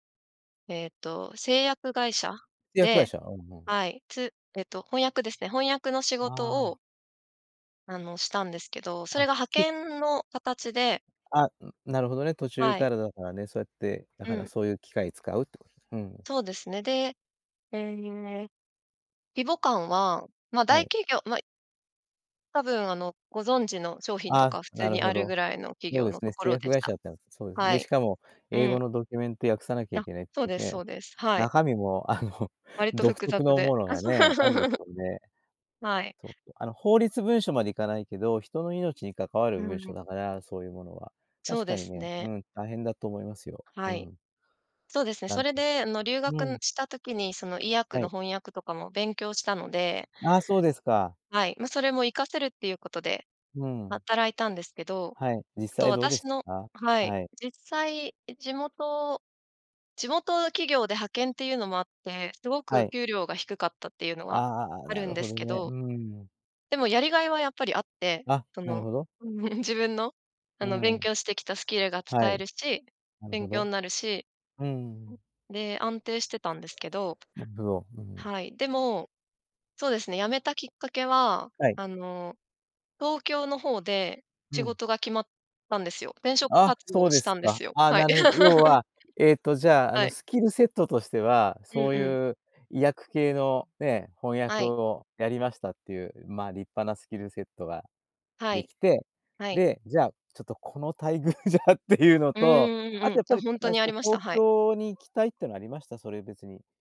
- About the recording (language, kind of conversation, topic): Japanese, podcast, 長く勤めた会社を辞める決断は、どのようにして下したのですか？
- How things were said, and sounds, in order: laughing while speaking: "あの"; laugh; other background noise; unintelligible speech; laugh; laughing while speaking: "待遇じゃっていうのと"